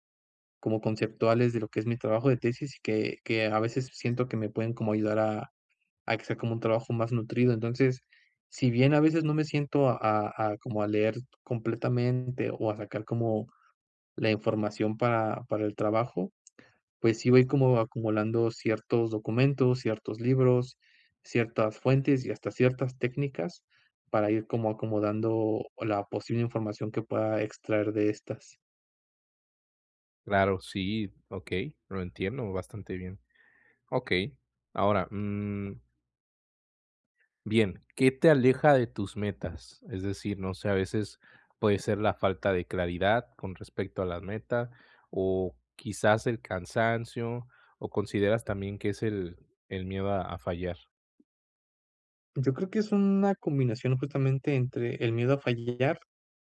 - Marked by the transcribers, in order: none
- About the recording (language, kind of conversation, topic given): Spanish, advice, ¿Cómo puedo alinear mis acciones diarias con mis metas?